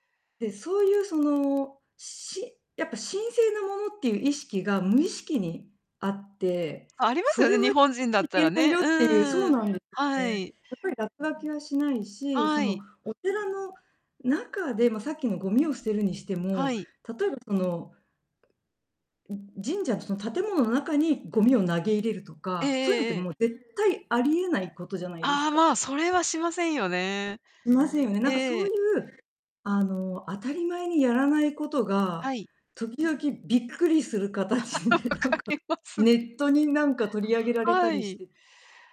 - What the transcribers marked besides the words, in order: distorted speech; stressed: "絶対"; laughing while speaking: "形でなんか"; laugh; laughing while speaking: "分かります"
- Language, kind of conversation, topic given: Japanese, unstructured, 公共の場でマナーが悪い人を見かけたとき、あなたはどう感じますか？